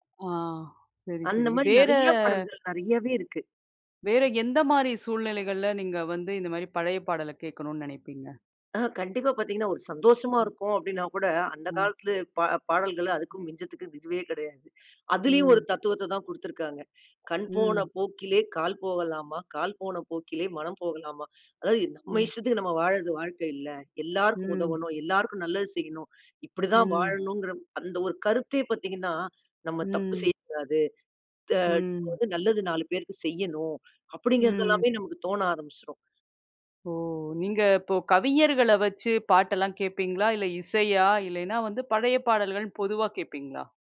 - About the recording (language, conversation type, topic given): Tamil, podcast, பழைய இசைக்கு மீண்டும் திரும்ப வேண்டும் என்ற விருப்பம்
- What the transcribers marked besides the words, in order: none